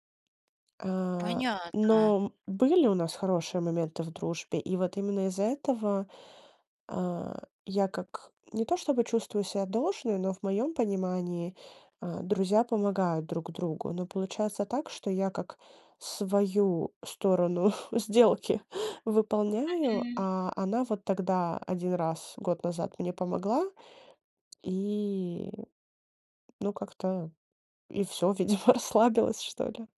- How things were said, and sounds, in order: chuckle; tapping; laughing while speaking: "видимо, расслабилась"
- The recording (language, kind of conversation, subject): Russian, advice, Как описать дружбу, в которой вы тянете на себе большую часть усилий?